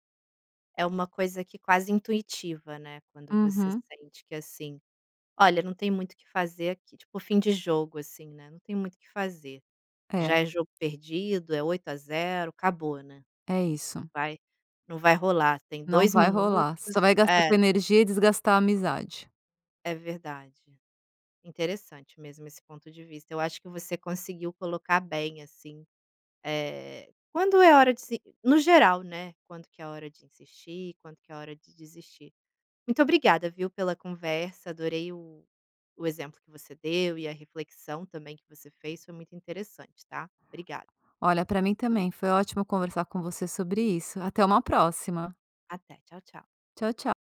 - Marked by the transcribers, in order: other background noise
- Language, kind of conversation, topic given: Portuguese, podcast, Quando é a hora de insistir e quando é melhor desistir?